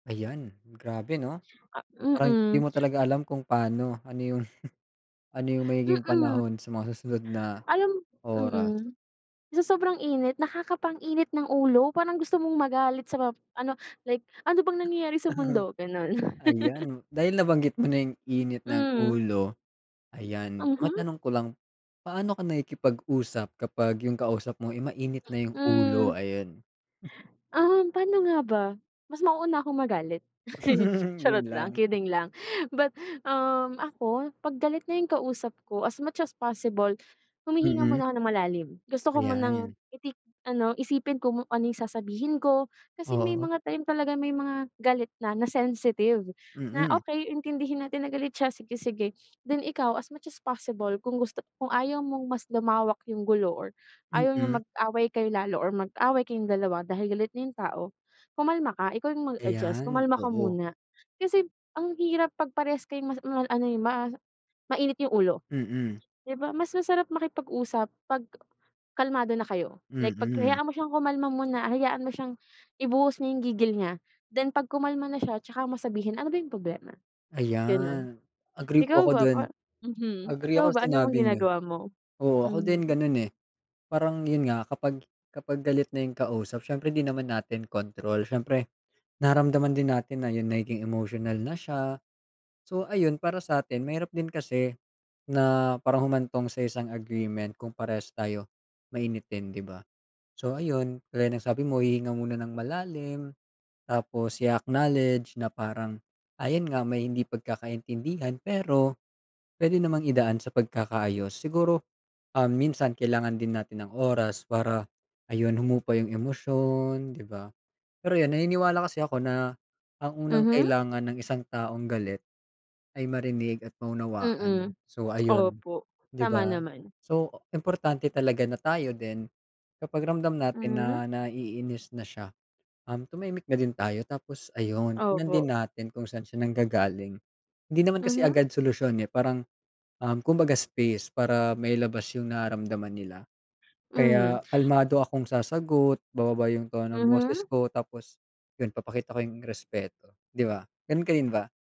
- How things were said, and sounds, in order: other background noise; chuckle; chuckle; laugh; tapping; chuckle; laugh; wind
- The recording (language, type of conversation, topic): Filipino, unstructured, Paano ka nakikipag-usap kapag galit ang kausap mo?